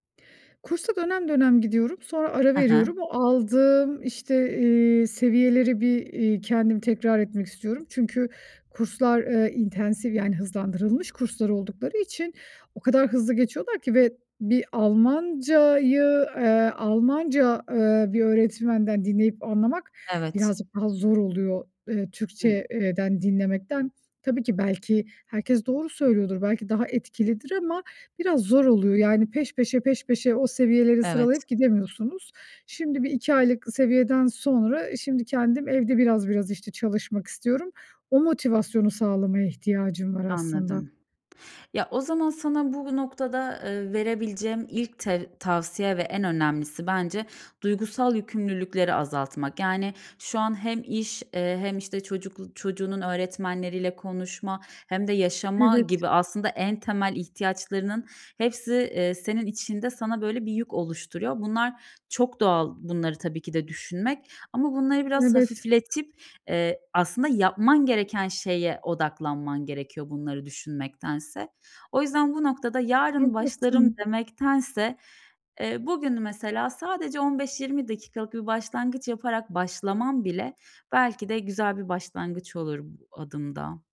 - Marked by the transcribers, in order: in English: "intensive"; other background noise
- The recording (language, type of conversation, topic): Turkish, advice, Zor ve karmaşık işler yaparken motivasyonumu nasıl sürdürebilirim?